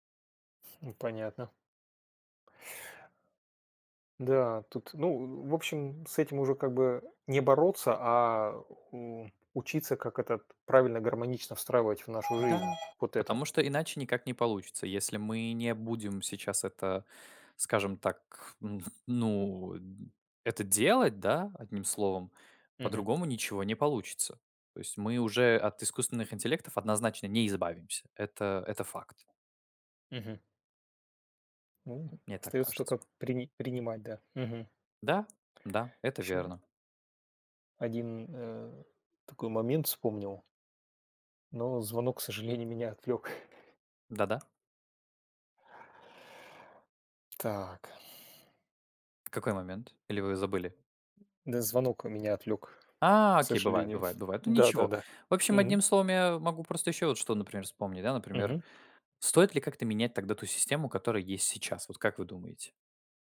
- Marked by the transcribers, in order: alarm; other background noise; other noise; tapping; chuckle; chuckle
- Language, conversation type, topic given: Russian, unstructured, Почему так много школьников списывают?